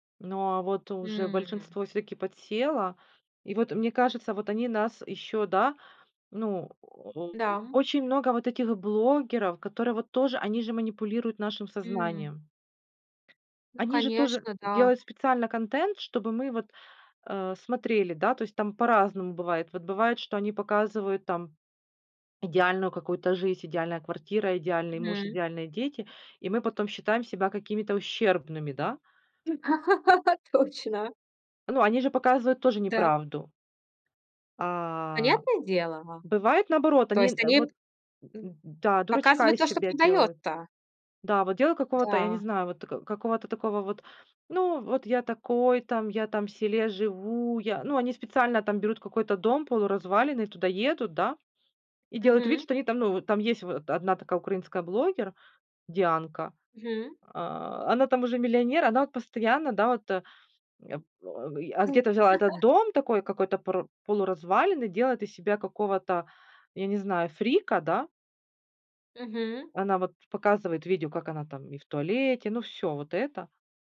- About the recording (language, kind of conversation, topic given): Russian, podcast, Как социальные сети влияют на то, что мы смотрим?
- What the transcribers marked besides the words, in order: drawn out: "М"; grunt; tapping; laugh; drawn out: "А"; put-on voice: "Ну вот я такой там, я там в селе живу. Я"; grunt; chuckle